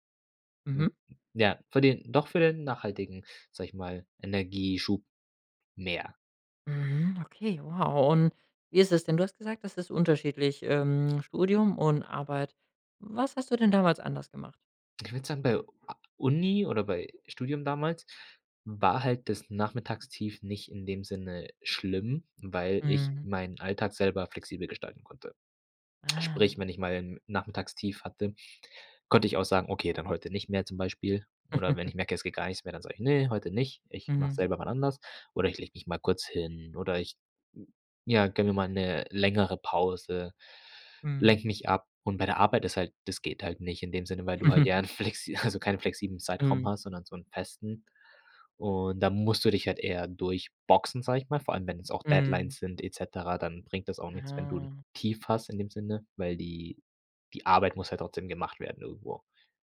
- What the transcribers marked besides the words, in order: chuckle; other noise; laughing while speaking: "flexi"; chuckle
- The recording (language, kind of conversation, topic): German, podcast, Wie gehst du mit Energietiefs am Nachmittag um?